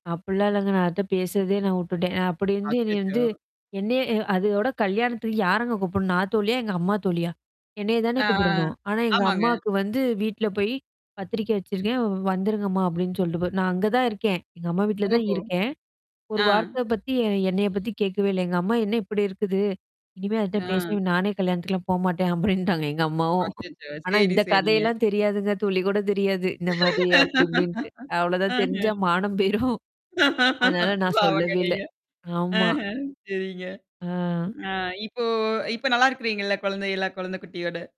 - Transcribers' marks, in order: "விட்டுட்டேன்" said as "உட்டுட்டேன்"; laughing while speaking: "அப்டின்ட்டாங்க. எங்க அம்மாவும்"; laugh; laugh; laughing while speaking: "பாவங்க நீங்க. ஆஹ சரிங்க"; laughing while speaking: "போயிரும்"
- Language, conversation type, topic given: Tamil, podcast, ஒரு சாதாரண நாள் உங்களுக்கு எப்போதாவது ஒரு பெரிய நினைவாக மாறியதுண்டா?